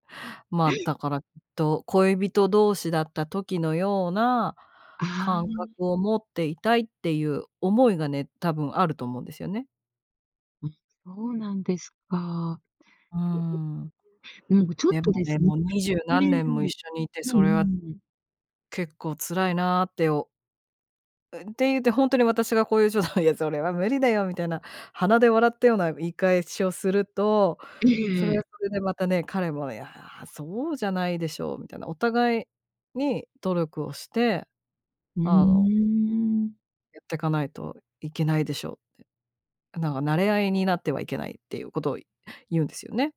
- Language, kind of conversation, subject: Japanese, podcast, 愛情表現の違いが摩擦になることはありましたか？
- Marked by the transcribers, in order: unintelligible speech; other background noise; unintelligible speech; laughing while speaking: "冗談を言う"